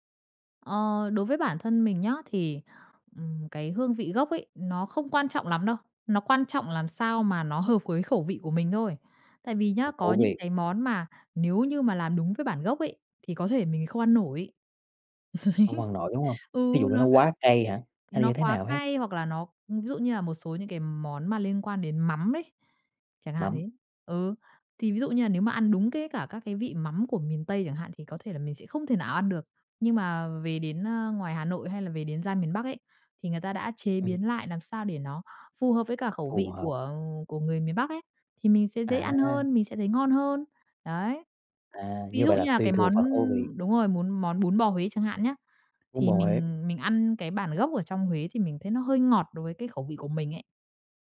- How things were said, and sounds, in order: tapping; laugh
- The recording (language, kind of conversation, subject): Vietnamese, podcast, Bạn bắt đầu khám phá món ăn mới như thế nào?